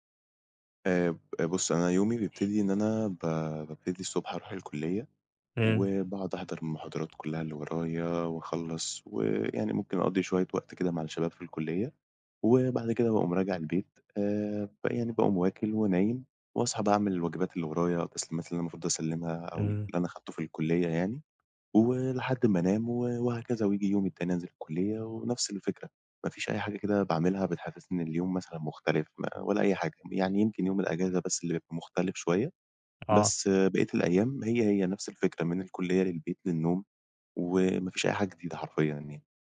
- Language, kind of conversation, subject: Arabic, advice, إزاي أتعامل مع إحساسي إن أيامي بقت مكررة ومفيش شغف؟
- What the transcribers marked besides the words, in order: other background noise; tapping